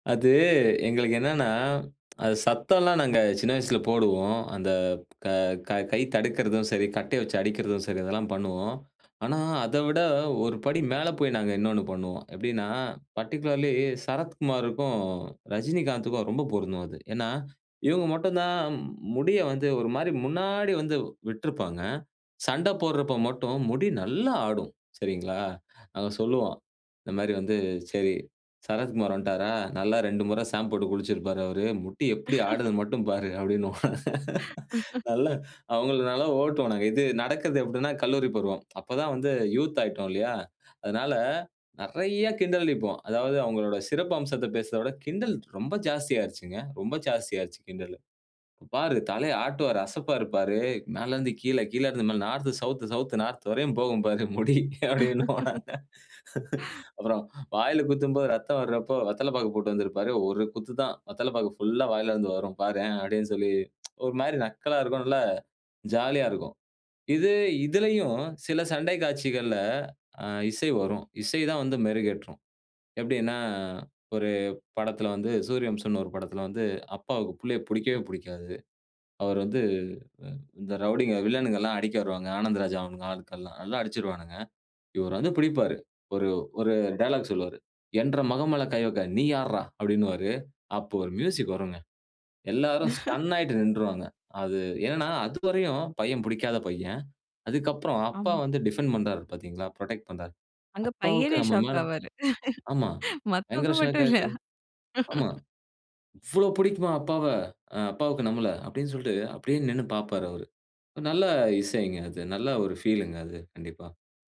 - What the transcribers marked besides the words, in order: tapping; in English: "பர்ட்டிகுலர்லி"; laughing while speaking: "முடி எப்டி ஆடுதுன்னு மட்டும் பாரு அப்படின்னுவோம். அவங்கள நல்லா ஓட்டுவோம் நாங்க"; laugh; laugh; in English: "யூத்"; laughing while speaking: "அசப்பாரு பாரு மேல இருந்து கீழ … நல்லா ஜாலியா இருக்கும்"; in English: "நார்த் சவுத், சவுத் நார்த்"; laugh; tsk; put-on voice: "என்ற மகன் மேல கை வைக்க. நீ யார்றா?"; chuckle; in English: "ஸ்டன்"; in English: "டிஃபெண்ட்"; in English: "புரொடெக்ட்"; surprised: "அப்பாவுக்கு நம்ம மேல ஆமா. பயங்கர … நின்னு பாப்பாரு அவரு"; laughing while speaking: "மத்தவங்க மட்டும் இல்ல"
- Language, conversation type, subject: Tamil, podcast, பட இசை ஒரு கதையின் உணர்வுகளை எவ்வாறு வளர்க்கிறது?